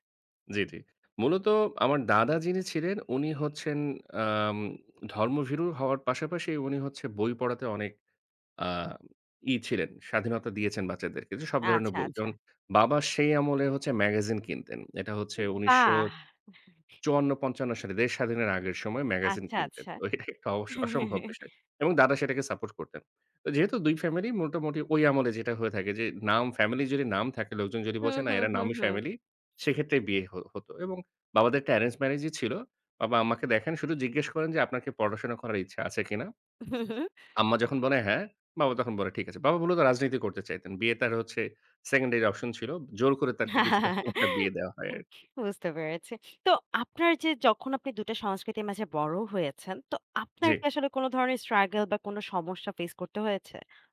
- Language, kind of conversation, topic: Bengali, podcast, তুমি কীভাবে নিজের সন্তানকে দুই সংস্কৃতিতে বড় করতে চাও?
- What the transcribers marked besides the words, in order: other background noise; scoff; in English: "সাপোর্ট"; laugh; in English: "অ্যারেঞ্জ ম্যারেজ"; laughing while speaking: "হুম, হুম"; in English: "সেকেন্ডারি অপশন"; laugh; scoff; unintelligible speech; in English: "স্ট্রাগল"; in English: "ফেস"